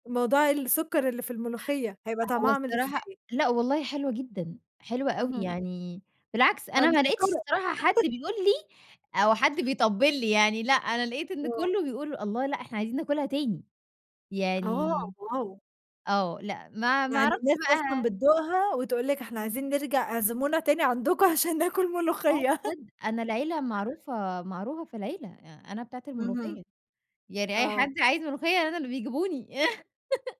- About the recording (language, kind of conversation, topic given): Arabic, podcast, إيه أكتر أكلة من زمان بتفكّرك بذكرى لحد دلوقتي؟
- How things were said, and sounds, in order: chuckle; laughing while speaking: "عَندكم عشان ناكل ملوخية"; chuckle